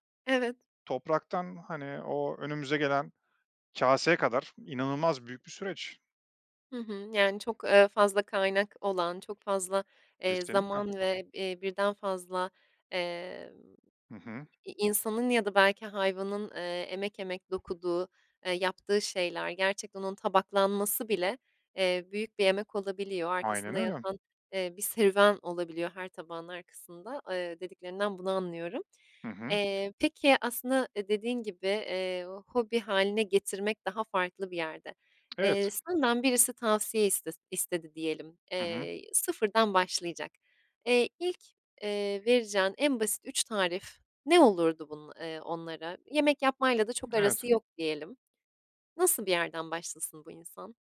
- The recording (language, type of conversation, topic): Turkish, podcast, Yemek yapmayı hobi hâline getirmek isteyenlere ne önerirsiniz?
- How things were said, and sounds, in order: other background noise; tapping